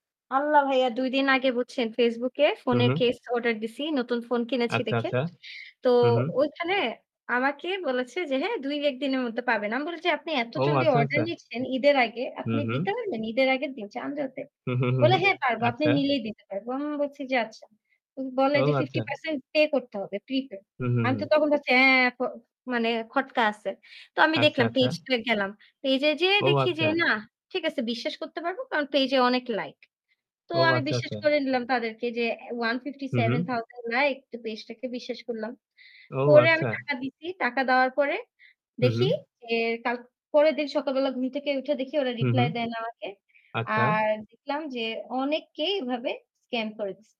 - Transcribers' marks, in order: static; "আচ্ছা" said as "আচাচা"; "আচ্ছা" said as "আচাচা"; "আচ্ছা" said as "আচ্চা"; "আচ্ছা" said as "আচ্চা"; "আচ্ছা" said as "আচাচা"; "আচ্ছা" said as "আচ্চা"; "আচ্ছা" said as "আচ্চা"
- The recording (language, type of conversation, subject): Bengali, unstructured, নিজের পরিচয় নিয়ে আপনি কখন সবচেয়ে গর্বিত বোধ করেন?